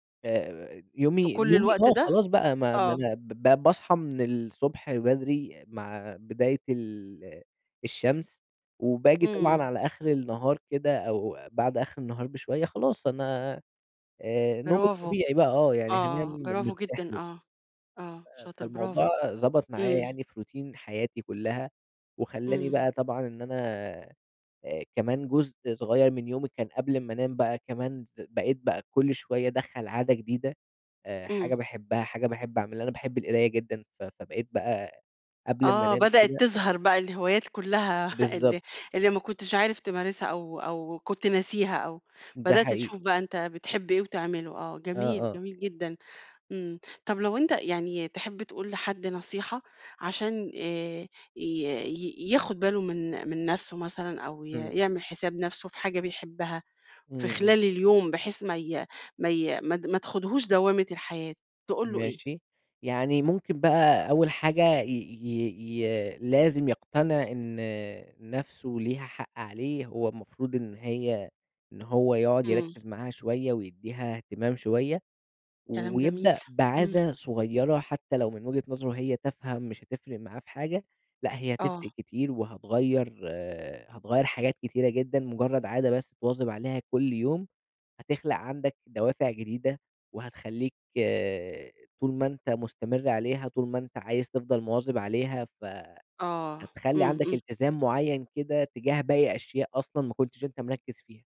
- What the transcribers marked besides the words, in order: in English: "روتين"; chuckle
- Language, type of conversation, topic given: Arabic, podcast, إنت بتدي لنفسك وقت كل يوم؟ وبتعمل فيه إيه؟